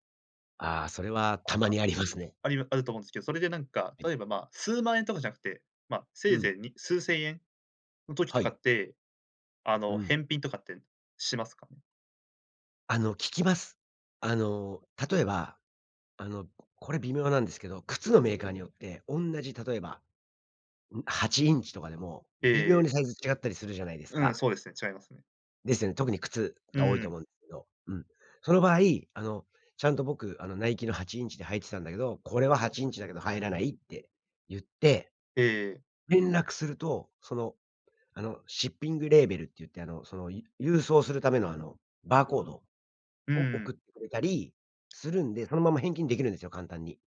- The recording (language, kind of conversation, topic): Japanese, podcast, オンラインでの買い物で失敗したことはありますか？
- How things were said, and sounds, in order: unintelligible speech; tapping; in English: "シッピングレーベル"